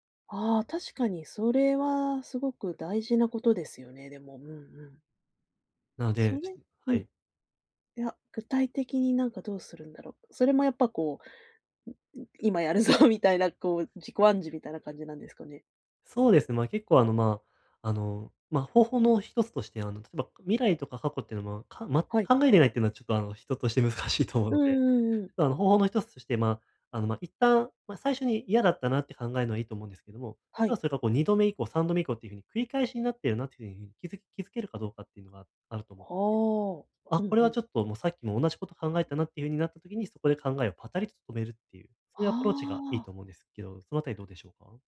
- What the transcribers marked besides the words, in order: laughing while speaking: "今やるぞみたいな"; laughing while speaking: "難しいと"
- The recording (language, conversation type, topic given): Japanese, advice, 感情が激しく揺れるとき、どうすれば受け入れて落ち着き、うまくコントロールできますか？